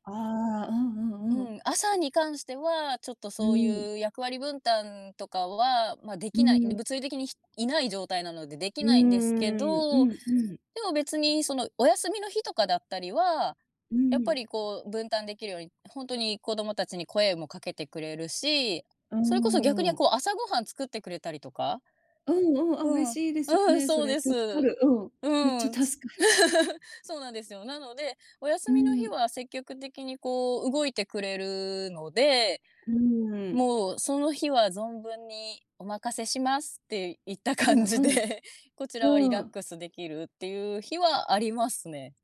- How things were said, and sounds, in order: laugh; laughing while speaking: "感じで"
- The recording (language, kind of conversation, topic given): Japanese, podcast, 忙しい朝をどうやって乗り切っていますか？